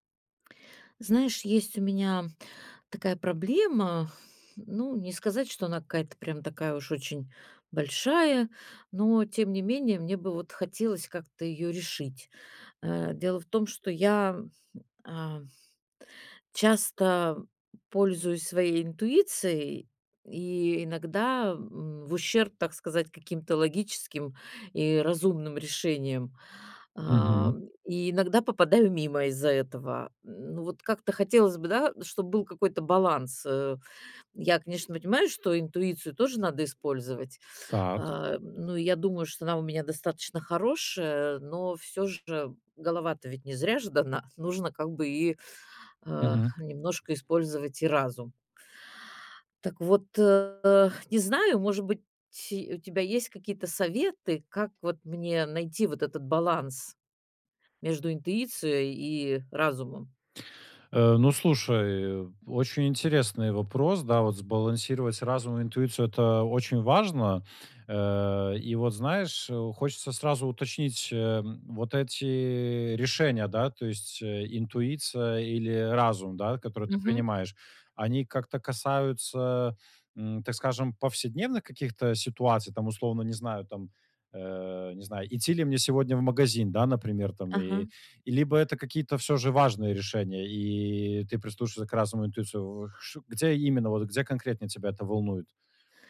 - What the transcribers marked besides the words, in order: none
- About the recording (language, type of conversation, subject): Russian, advice, Как мне лучше сочетать разум и интуицию при принятии решений?
- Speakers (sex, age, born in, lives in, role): female, 60-64, Russia, Italy, user; male, 25-29, Belarus, Poland, advisor